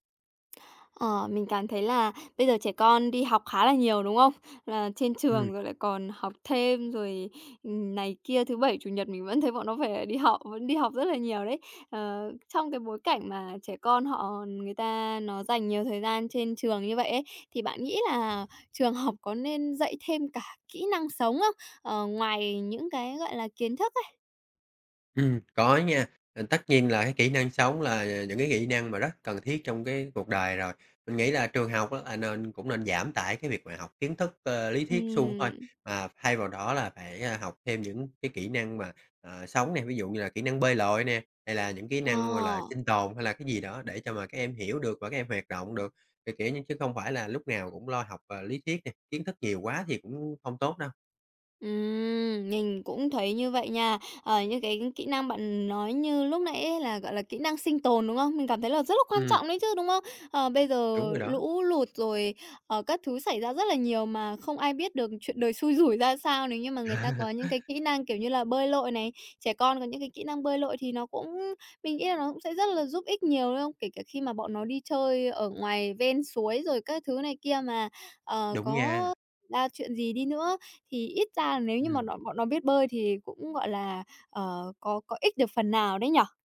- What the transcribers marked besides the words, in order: tapping; "mình" said as "nhình"; laugh
- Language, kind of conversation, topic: Vietnamese, podcast, Bạn nghĩ nhà trường nên dạy kỹ năng sống như thế nào?